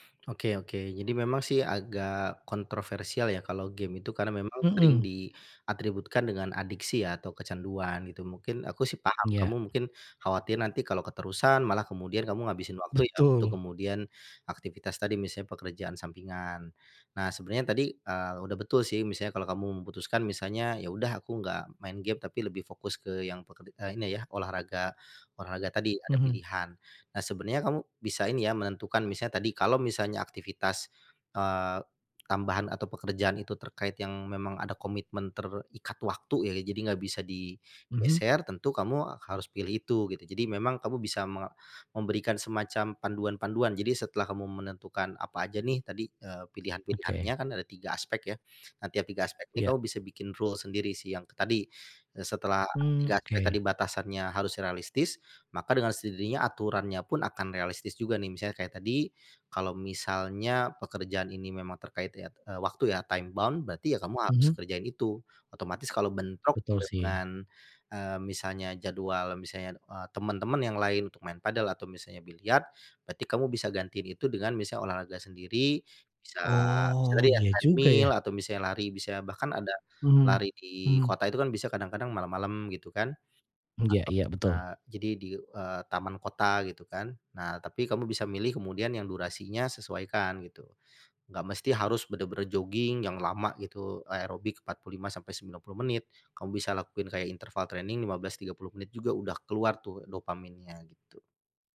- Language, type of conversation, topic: Indonesian, advice, Bagaimana cara meluangkan lebih banyak waktu untuk hobi meski saya selalu sibuk?
- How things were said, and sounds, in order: tapping; in English: "rules"; in English: "time bound"; in English: "treadmill"; in English: "interval training"